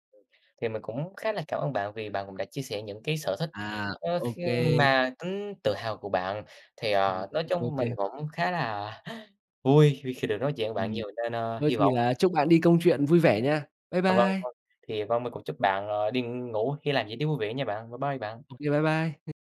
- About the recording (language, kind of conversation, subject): Vietnamese, unstructured, Điều gì khiến bạn cảm thấy tự hào nhất về bản thân mình?
- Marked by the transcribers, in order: other background noise; tapping; unintelligible speech; other noise